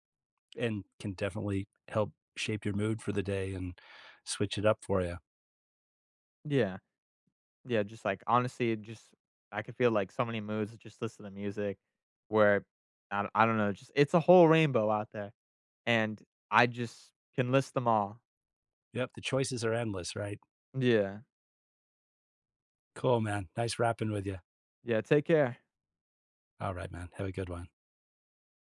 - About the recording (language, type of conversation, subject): English, unstructured, How do you think music affects your mood?
- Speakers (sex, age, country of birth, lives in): male, 20-24, United States, United States; male, 55-59, United States, United States
- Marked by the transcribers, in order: tapping